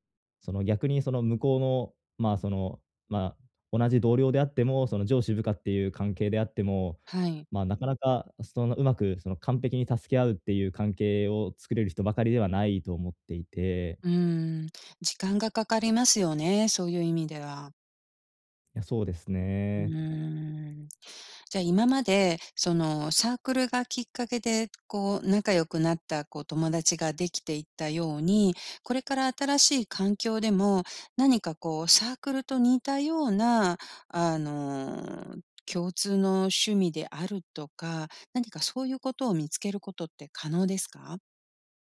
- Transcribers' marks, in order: none
- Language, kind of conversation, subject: Japanese, advice, 慣れた環境から新しい生活へ移ることに不安を感じていますか？